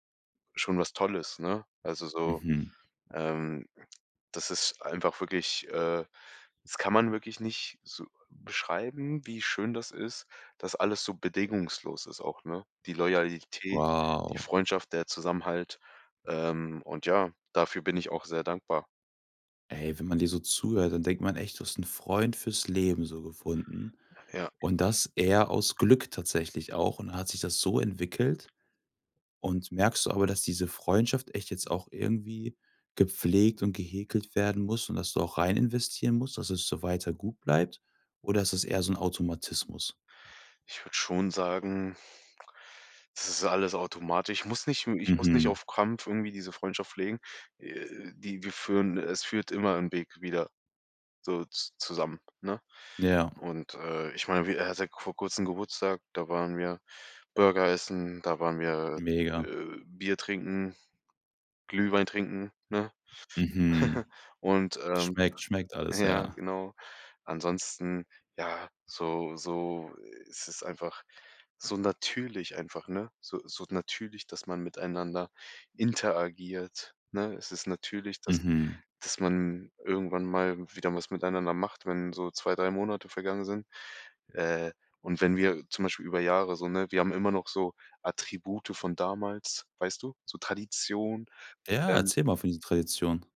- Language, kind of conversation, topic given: German, podcast, Welche Freundschaft ist mit den Jahren stärker geworden?
- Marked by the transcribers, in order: other background noise; chuckle; laughing while speaking: "ja"